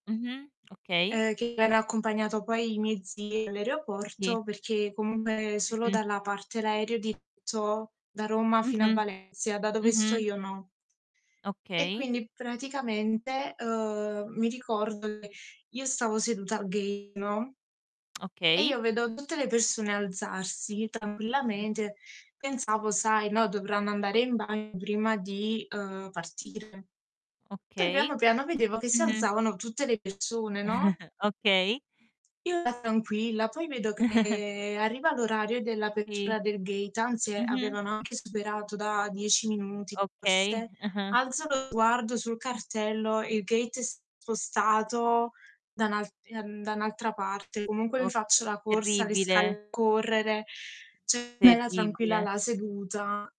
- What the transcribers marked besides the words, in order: distorted speech; "comunque" said as "comungue"; tapping; unintelligible speech; other background noise; chuckle; static; chuckle; giggle; "Cioè" said as "ceh"
- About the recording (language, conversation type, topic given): Italian, unstructured, Preferisci viaggiare da solo o in compagnia?